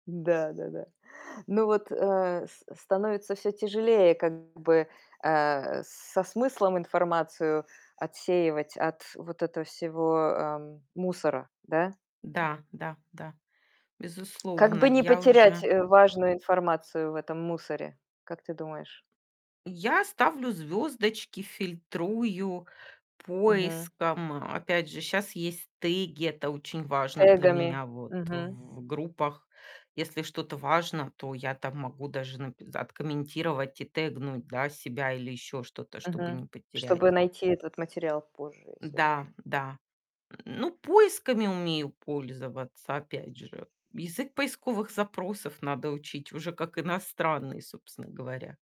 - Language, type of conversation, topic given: Russian, podcast, Как ты справляешься с отвлекающими уведомлениями?
- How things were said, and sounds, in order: other background noise; distorted speech; tapping; grunt